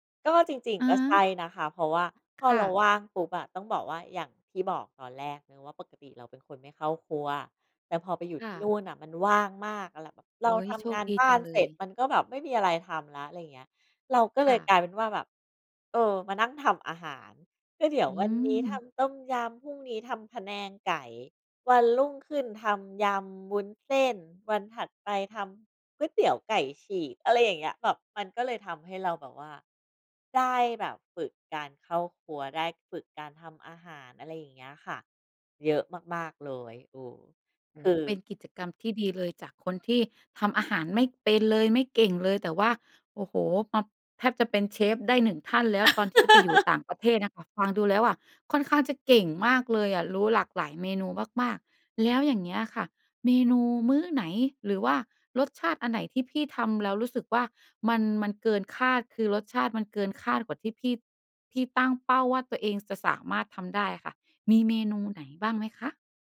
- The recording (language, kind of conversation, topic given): Thai, podcast, อาหารช่วยให้คุณปรับตัวได้อย่างไร?
- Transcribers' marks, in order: laugh